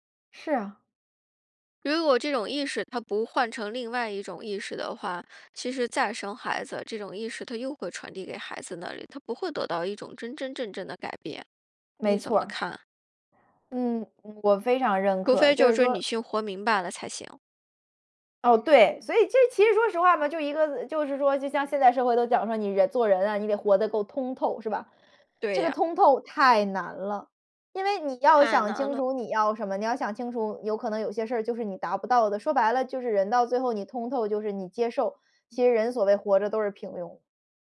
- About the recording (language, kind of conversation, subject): Chinese, podcast, 爸妈对你最大的期望是什么?
- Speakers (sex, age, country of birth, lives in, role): female, 20-24, China, United States, guest; female, 35-39, China, United States, host
- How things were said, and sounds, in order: other background noise